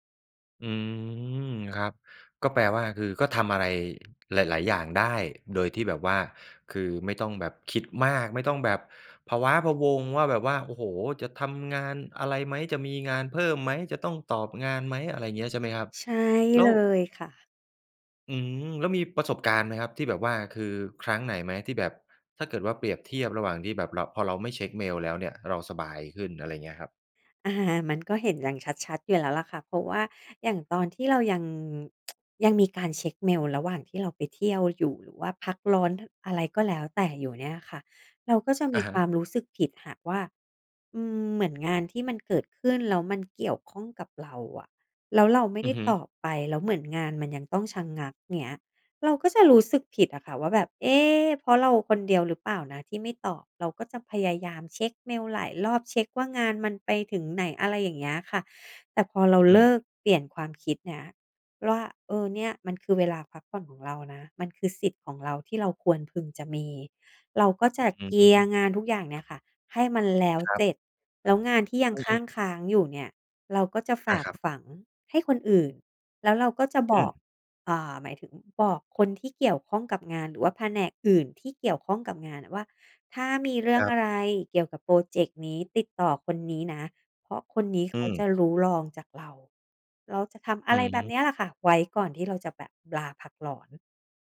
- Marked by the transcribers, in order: "พะว้าพะวัง" said as "พะว้าพะวง"; stressed: "ใช่เลย"; tsk; other noise; tapping; other background noise
- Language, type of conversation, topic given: Thai, podcast, คิดอย่างไรกับการพักร้อนที่ไม่เช็กเมล?